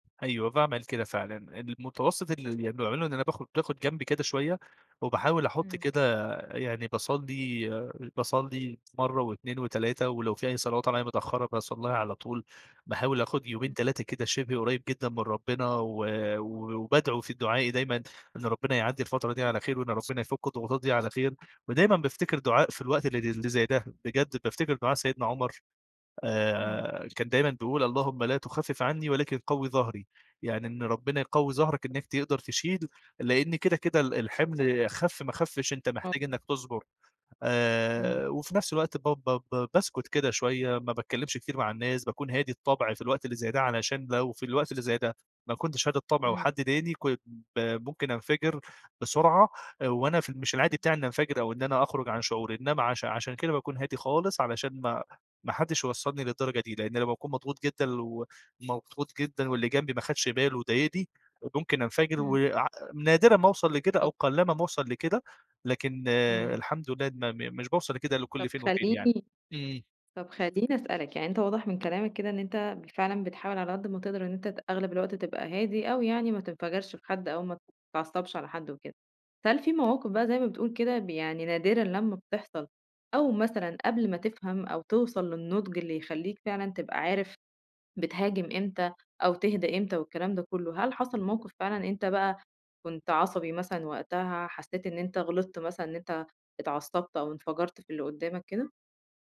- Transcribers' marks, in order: tapping; unintelligible speech; unintelligible speech; unintelligible speech; other background noise; unintelligible speech
- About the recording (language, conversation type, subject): Arabic, podcast, إزاي بتحافظ على هدوءك وقت الضغوط الكبيرة؟